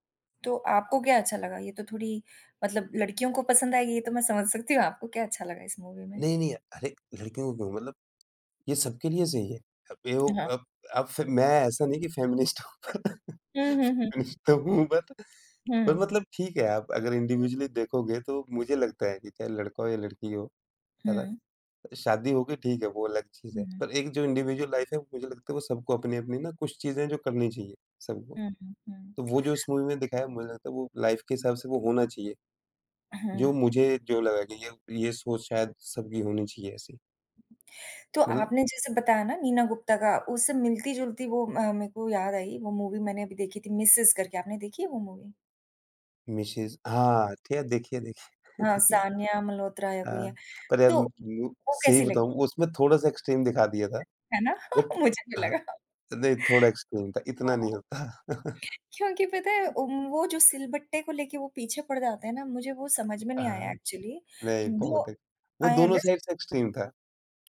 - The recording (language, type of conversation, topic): Hindi, unstructured, आपने आखिरी बार कौन-सी फ़िल्म देखकर खुशी महसूस की थी?
- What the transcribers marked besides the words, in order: in English: "मूवी"; tapping; in English: "फ़ेमिनिस्ट"; laugh; laughing while speaking: "फ़ेमिनिस्ट तो हूँ बट"; in English: "फ़ेमिनिस्ट"; in English: "बट"; in English: "इंडिविजुअली"; in English: "इंडिविडुअल लाइफ़"; in English: "मूवी"; in English: "लाइफ़"; in English: "मूवी"; in English: "मूवी?"; laughing while speaking: "देखी है"; in English: "एक्सट्रीम"; laugh; in English: "बट"; laughing while speaking: "मुझे भी लगा"; in English: "एक्सट्रीम"; laughing while speaking: "होता"; chuckle; in English: "एक्चुअली"; in English: "आई अंडरस्टैंड"; in English: "साइड"; in English: "एक्सट्रीम"